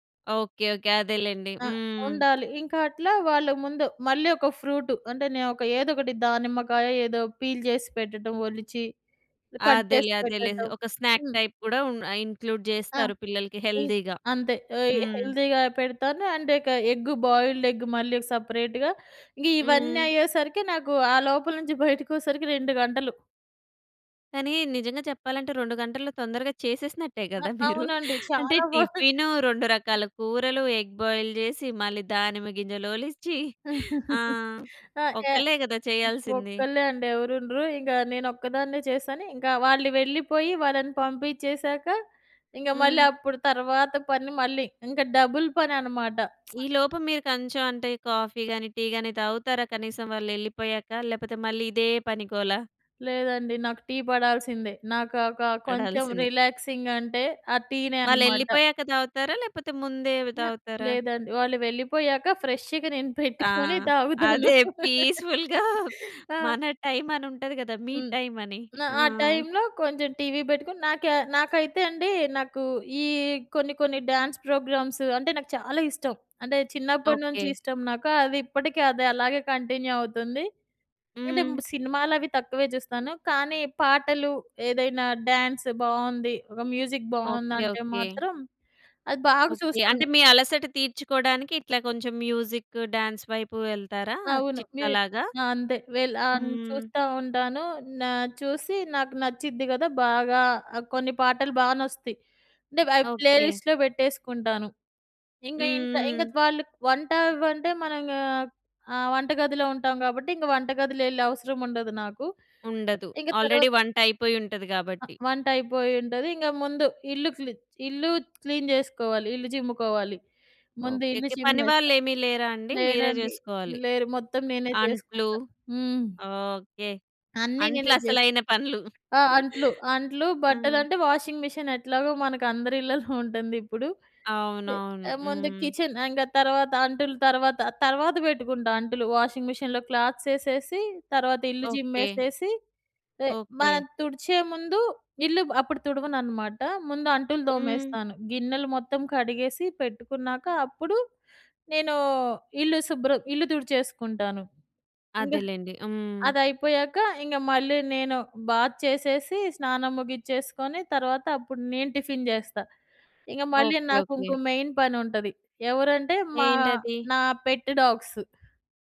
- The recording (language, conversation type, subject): Telugu, podcast, పనిలో ఒకే పని చేస్తున్నప్పుడు ఉత్సాహంగా ఉండేందుకు మీకు ఉపయోగపడే చిట్కాలు ఏమిటి?
- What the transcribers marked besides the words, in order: in English: "ఫ్రూట్"; in English: "పీల్"; in English: "కట్"; in English: "స్నాక్ టైప్"; in English: "ఇంక్లూడ్"; in English: "హెల్దీగా"; in English: "హెల్దీగా"; in English: "అండ్"; in English: "ఎగ్ బాయిల్డ్ ఎగ్"; in English: "సెపరేట్‌గా"; laugh; chuckle; in English: "ఎగ్ బాయిల్"; laugh; other noise; other background noise; chuckle; in English: "డబుల్"; tsk; "కొంచెం" said as "కంచెం"; in English: "కాఫీ"; in English: "రిలాక్సింగ్"; in English: "ఫ్రెష్‌గా"; laughing while speaking: "అదే పీస్‌ఫుల్‌గా మన టైమ్"; in English: "పీస్‌ఫుల్‌గా"; laughing while speaking: "పెట్టుకొని తాగుతాను"; in English: "టైమ్"; in English: "టైమ్"; in English: "డ్యాన్స్ ప్రోగ్రామ్స్"; in English: "కంటిన్యూ"; in English: "డ్యాన్స్"; in English: "మ్యూజిక్"; in English: "మ్యూజిక్, డాన్స్"; in English: "ప్లేలిస్ట్‌లో"; in English: "ఆల్రెడీ"; in English: "క్లీన్"; laugh; in English: "వాషింగ్ మిషన్"; chuckle; in English: "కిచెన్"; in English: "వాషింగ్ మిషన్‍లో క్లాత్స్"; in English: "బాత్"; in English: "టిఫిన్"; in English: "మెయిన్"; in English: "పెట్"